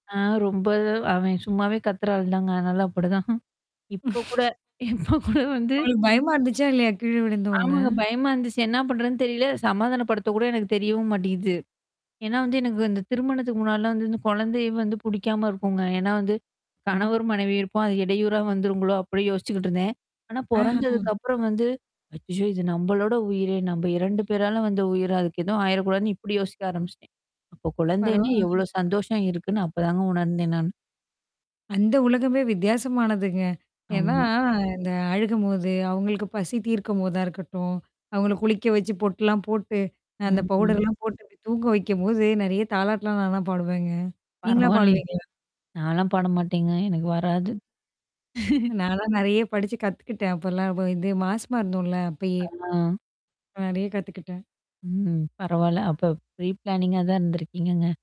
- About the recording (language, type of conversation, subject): Tamil, podcast, குழந்தை பிறந்த பின் உங்கள் வாழ்க்கை முழுவதுமாக மாறிவிட்டதா?
- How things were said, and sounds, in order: static; chuckle; laughing while speaking: "இப்ப கூட இப்ப கூட வந்து"; distorted speech; mechanical hum; laughing while speaking: "பரவால்லயே"; chuckle; in English: "ஃப்ரீ பிளானிங்கா"